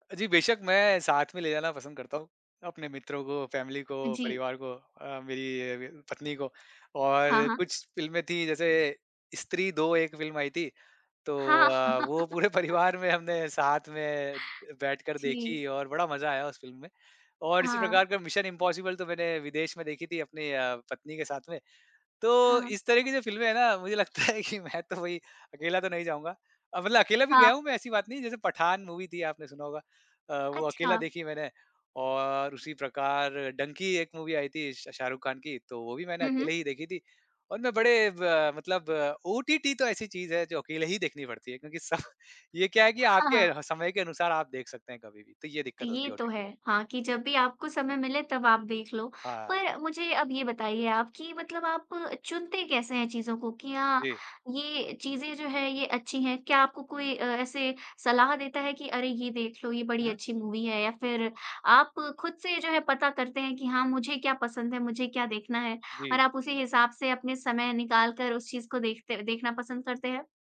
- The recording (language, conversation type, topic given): Hindi, podcast, ओटीटी पर आप क्या देखना पसंद करते हैं और उसे कैसे चुनते हैं?
- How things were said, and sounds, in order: in English: "फ़ैमिली"; laughing while speaking: "वो पूरे परिवार में हमने"; chuckle; laughing while speaking: "है कि मैं तो वही"; in English: "मूवी"; in English: "मूवी"; laughing while speaking: "स"; tapping; in English: "मूवी"